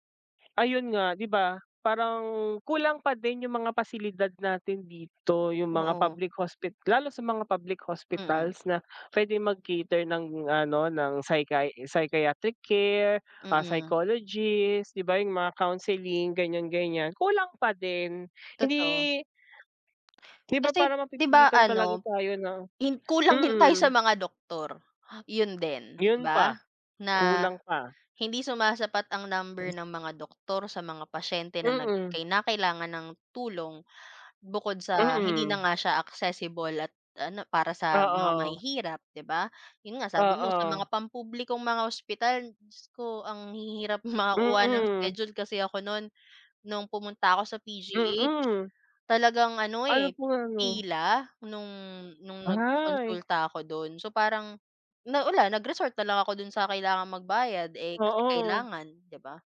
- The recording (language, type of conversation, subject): Filipino, unstructured, Ano ang masasabi mo tungkol sa paghingi ng tulong para sa kalusugang pangkaisipan?
- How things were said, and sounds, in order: other background noise; in English: "psychiatric care"; laughing while speaking: "kulang din"